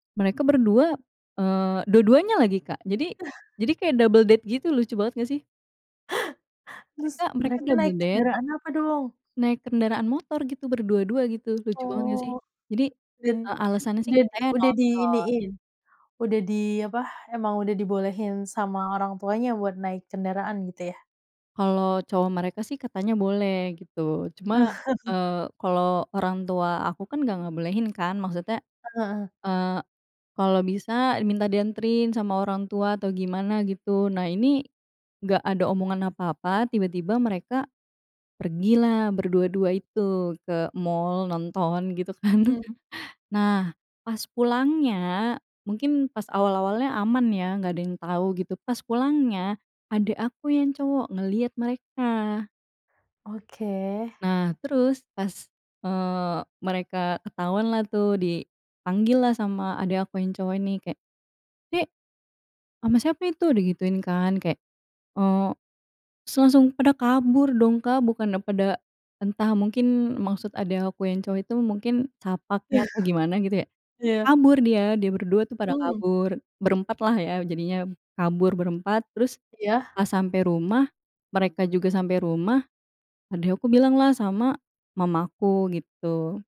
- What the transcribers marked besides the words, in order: other background noise; chuckle; in English: "double date"; chuckle; in English: "double date"; other animal sound; tapping; chuckle; laughing while speaking: "kan"; chuckle; chuckle
- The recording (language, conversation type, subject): Indonesian, podcast, Bagaimana kalian biasanya menyelesaikan konflik dalam keluarga?